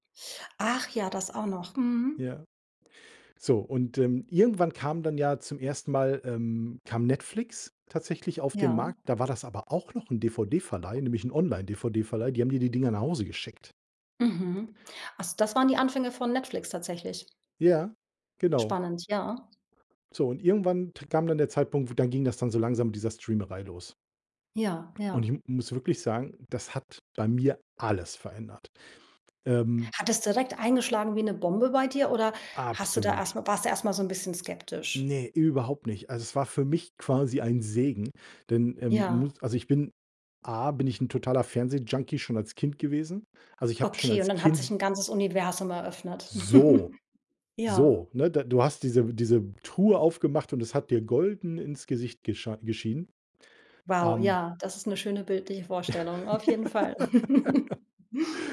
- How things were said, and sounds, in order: stressed: "alles"; chuckle; laugh; chuckle
- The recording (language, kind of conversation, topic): German, podcast, Wie hat Streaming dein Sehverhalten verändert?